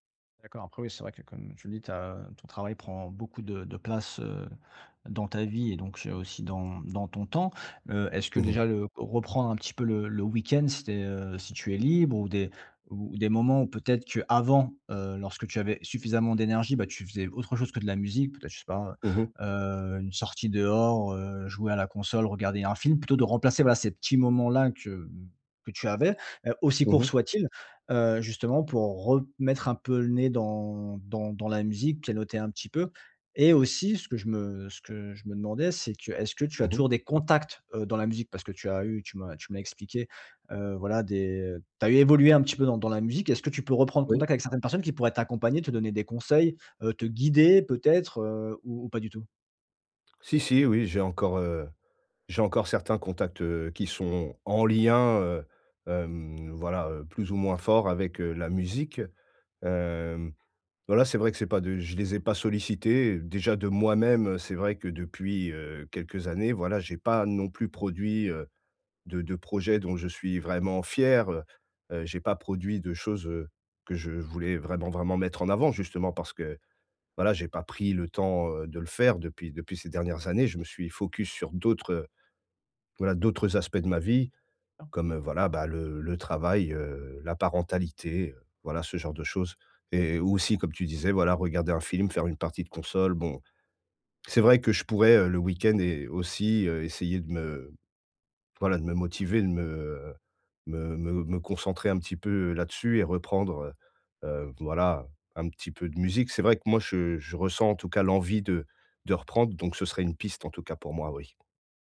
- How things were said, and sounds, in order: other background noise; stressed: "avant"; stressed: "contacts"; stressed: "guider"; tapping
- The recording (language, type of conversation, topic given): French, advice, Comment puis-je concilier les attentes de ma famille avec mes propres aspirations personnelles ?